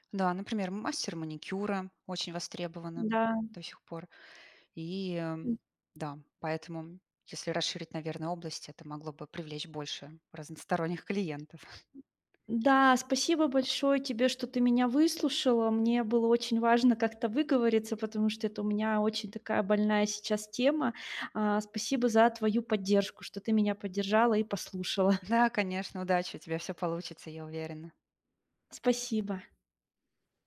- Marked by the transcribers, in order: none
- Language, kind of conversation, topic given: Russian, advice, Как мне справиться с финансовой неопределённостью в быстро меняющемся мире?